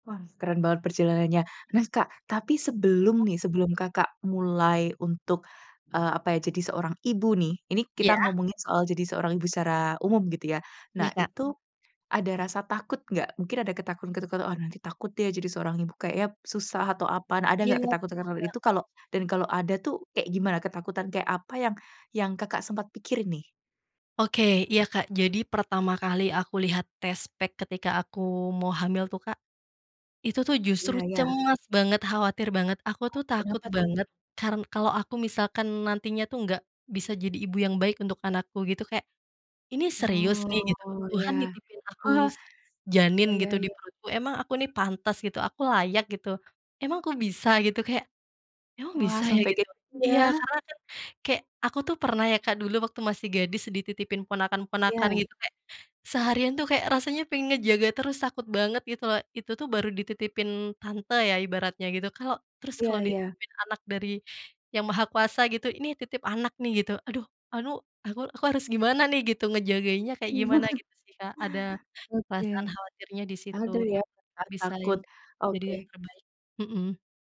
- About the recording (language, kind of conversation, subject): Indonesian, podcast, Kapan terakhir kali kamu merasa sangat bangga pada diri sendiri?
- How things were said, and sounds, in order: other background noise; in English: "test pack"; tapping; chuckle